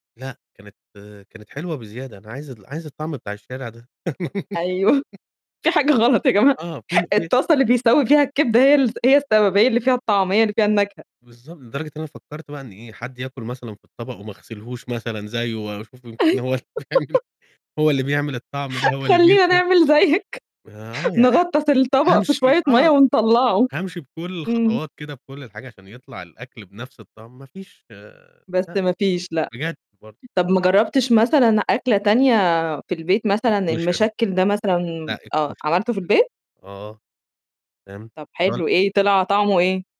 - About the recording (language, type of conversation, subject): Arabic, podcast, إيه الفرق في الطعم بين أكل الشارع وأكل المطاعم بالنسبة لك؟
- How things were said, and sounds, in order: laughing while speaking: "في حاجة غلط يا جماعة"; laugh; tapping; unintelligible speech; laugh; laughing while speaking: "هو اللي بيعمل"; laughing while speaking: "خلّينا نعمل زيّك"